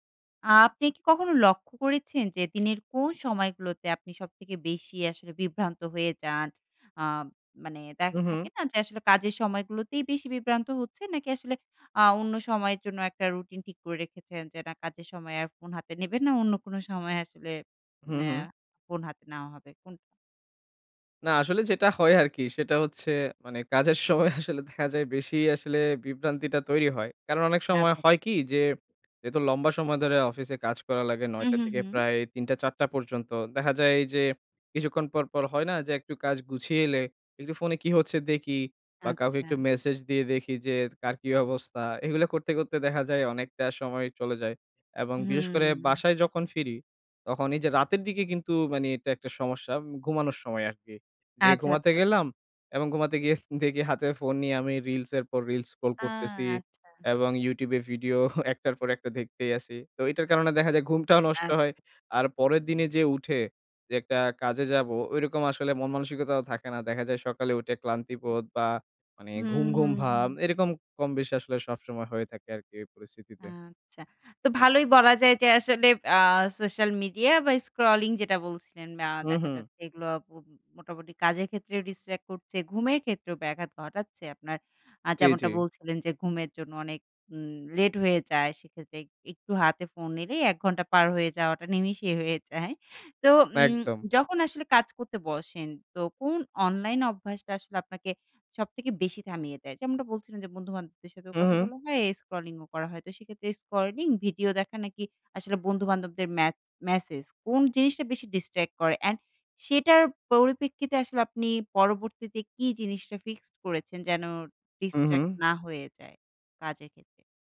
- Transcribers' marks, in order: scoff; lip smack; "দেখি" said as "দেকি"; "যে" said as "যেথ"; "গিয়ে" said as "গিয়েথ"; scoff; in English: "distract"; scoff; in English: "scrolling"; in English: "scrolling"; in English: "distract"; in English: "distract"
- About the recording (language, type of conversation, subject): Bengali, podcast, অনলাইন বিভ্রান্তি সামলাতে তুমি কী করো?